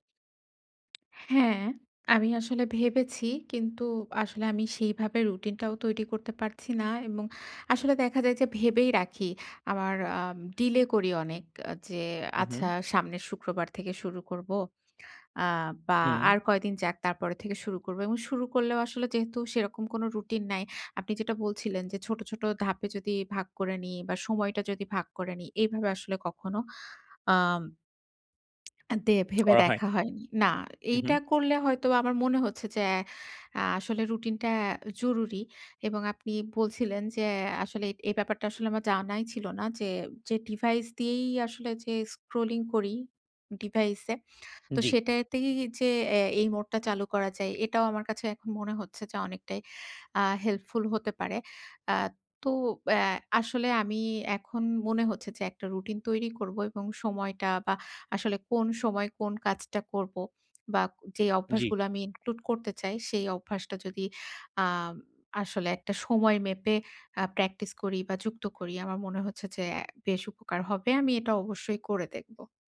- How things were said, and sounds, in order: tapping; tongue click
- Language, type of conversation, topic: Bengali, advice, কীভাবে আমি আমার অভ্যাসগুলোকে আমার পরিচয়ের সঙ্গে সামঞ্জস্য করব?